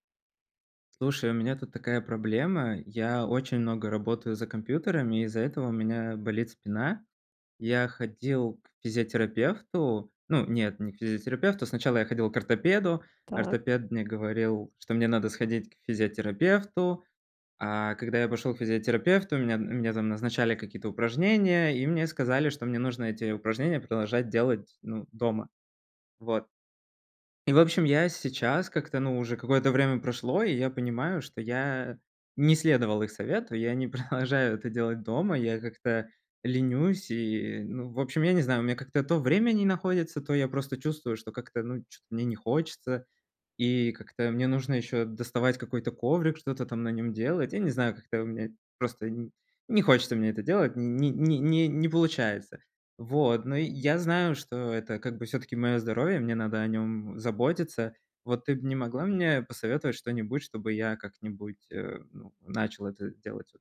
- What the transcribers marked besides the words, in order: laughing while speaking: "продолжаю"
- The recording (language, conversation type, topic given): Russian, advice, Как выработать долгосрочную привычку регулярно заниматься физическими упражнениями?